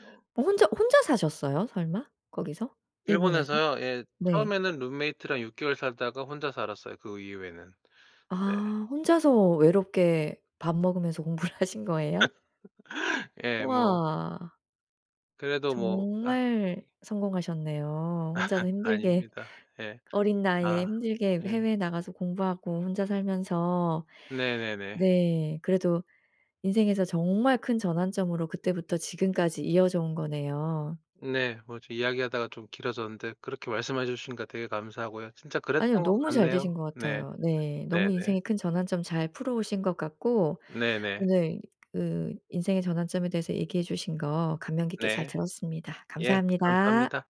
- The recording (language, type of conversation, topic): Korean, podcast, 인생에서 가장 큰 전환점은 언제였나요?
- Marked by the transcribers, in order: laughing while speaking: "공부를"; laugh; laugh